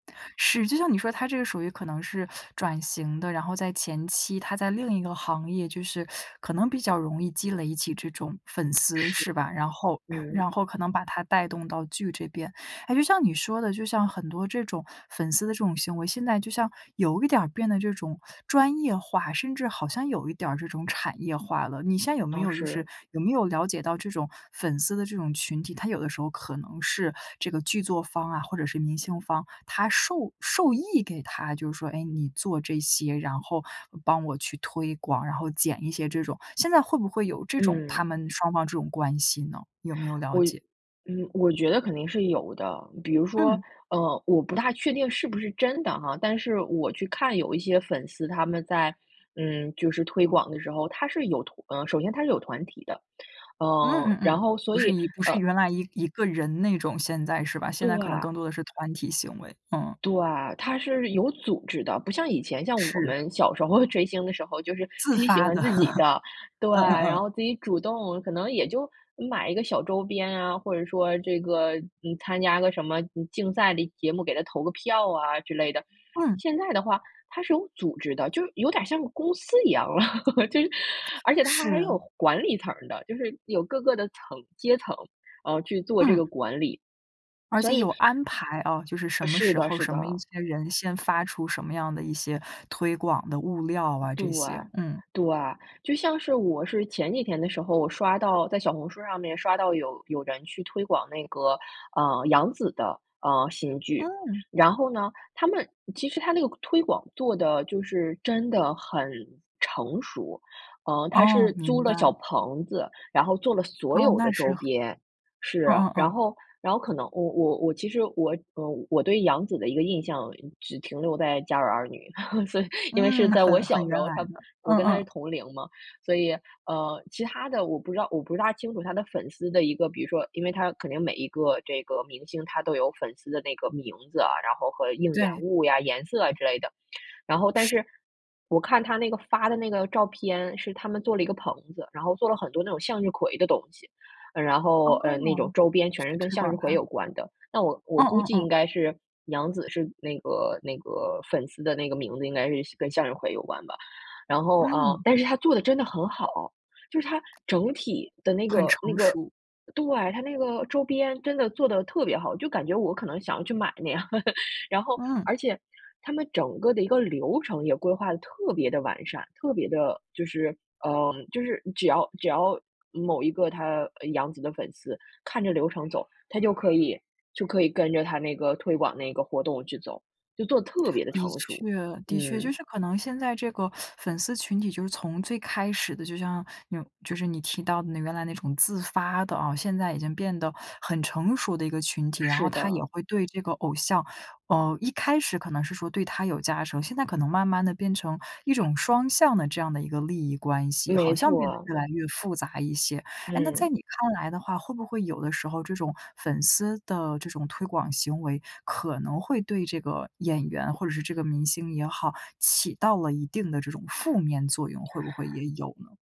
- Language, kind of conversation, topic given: Chinese, podcast, 粉丝文化对剧集推广的影响有多大？
- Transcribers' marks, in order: teeth sucking; teeth sucking; other background noise; throat clearing; teeth sucking; laughing while speaking: "候"; laugh; laugh; tapping; other noise; laughing while speaking: "就是"; laugh; laughing while speaking: "所以"; lip smack; laughing while speaking: "那样"; laugh; teeth sucking